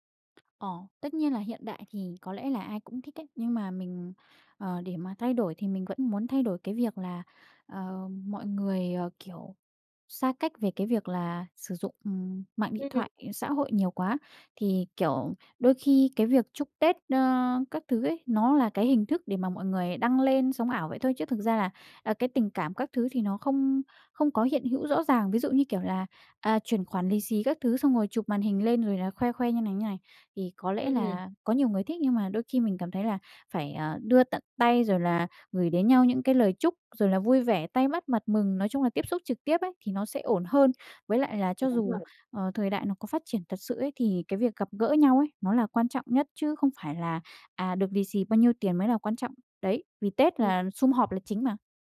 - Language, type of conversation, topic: Vietnamese, podcast, Bạn có thể kể về một kỷ niệm Tết gia đình đáng nhớ của bạn không?
- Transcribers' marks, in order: tapping